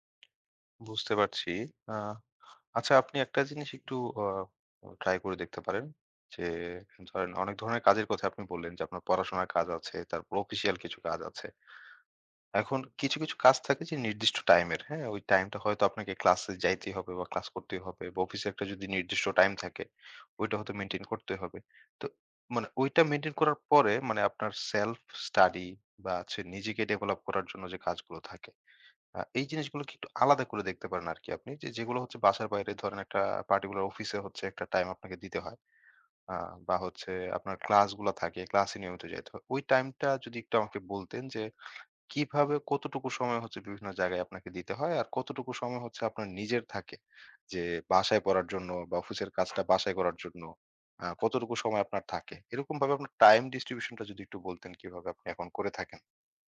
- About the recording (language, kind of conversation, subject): Bengali, advice, কাজের চাপ অনেক বেড়ে যাওয়ায় আপনার কি বারবার উদ্বিগ্ন লাগছে?
- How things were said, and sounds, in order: tapping; other background noise